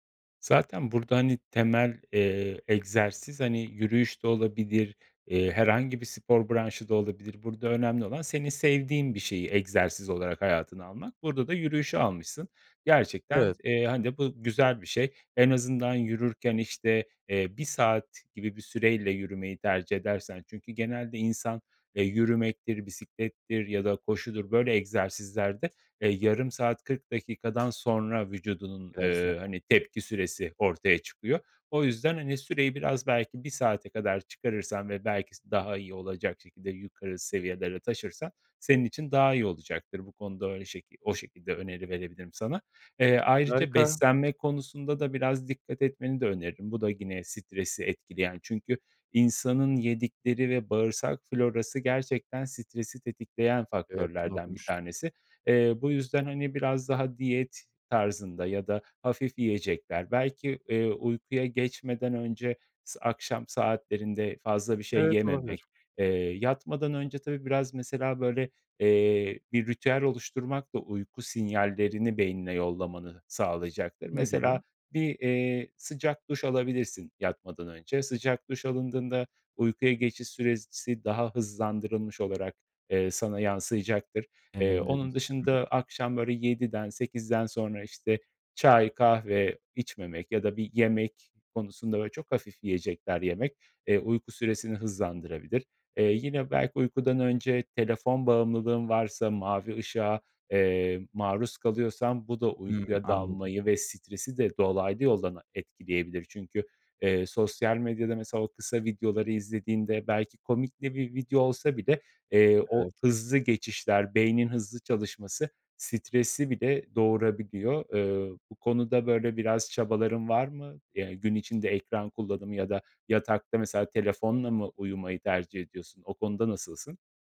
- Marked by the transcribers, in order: other background noise; "stresi" said as "sitresi"; "stresi" said as "sitresi"; "süresi" said as "sürezsi"; tapping; "stresi" said as "sitresi"; "stresi" said as "sitresi"
- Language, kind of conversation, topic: Turkish, advice, Stresten dolayı uykuya dalamakta zorlanıyor veya uykusuzluk mu yaşıyorsunuz?